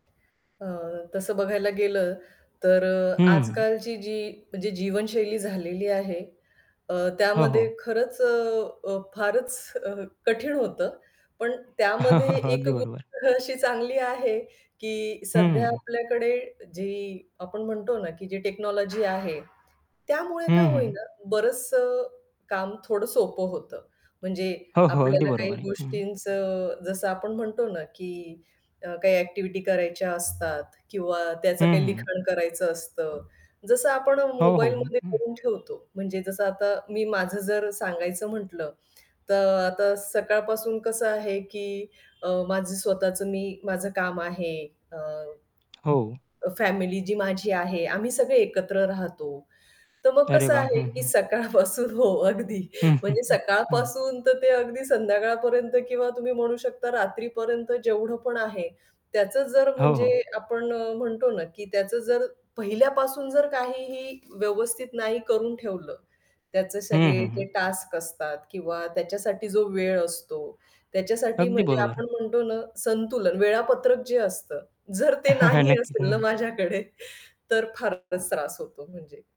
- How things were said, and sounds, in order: static; tapping; distorted speech; chuckle; laughing while speaking: "अगदी बरोबर"; other background noise; in English: "टेक्नॉलॉजी"; horn; laughing while speaking: "सकाळपासून हो, अगदी म्हणजे सकाळपासून तर ते अगदी संध्याकाळपर्यंत"; in English: "टास्क"; laughing while speaking: "जर ते नाही असेल ना माझ्याकडे"; chuckle
- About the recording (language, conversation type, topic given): Marathi, podcast, मेहनत आणि विश्रांती यांचं संतुलन तुम्ही कसं साधता?